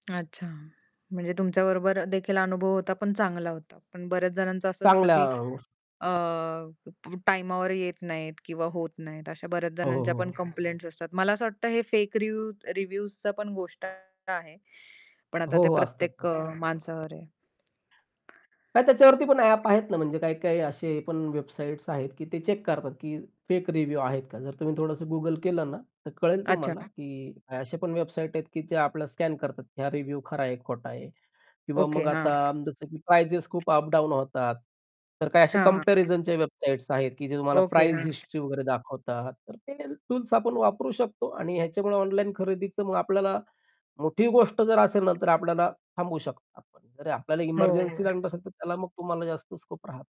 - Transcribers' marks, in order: other background noise; tapping; in English: "रिव्ह्यूजचं"; distorted speech; in English: "रिव्ह्यू"; in English: "रिव्ह्यू"; horn; static; unintelligible speech; unintelligible speech; in English: "स्कोप"
- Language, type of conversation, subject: Marathi, podcast, भविष्यात ऑनलाइन खरेदीचा अनुभव कसा आणि किती वेगळा होईल?